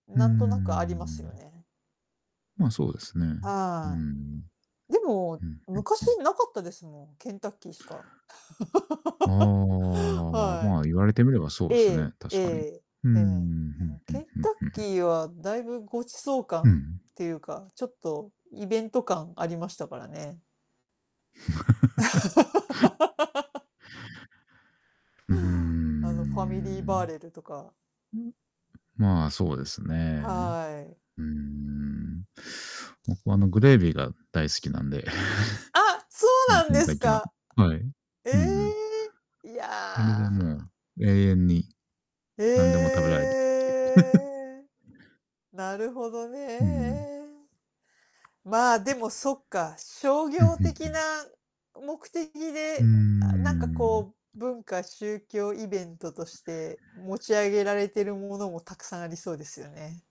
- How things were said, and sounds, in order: static; laugh; drawn out: "ああ"; giggle; laugh; drawn out: "うーん"; anticipating: "あ、そうなんですか"; laugh; unintelligible speech; drawn out: "ええ"; giggle; drawn out: "ね"; distorted speech
- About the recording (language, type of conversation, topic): Japanese, unstructured, 文化や宗教に関する行事で、特に楽しかったことは何ですか？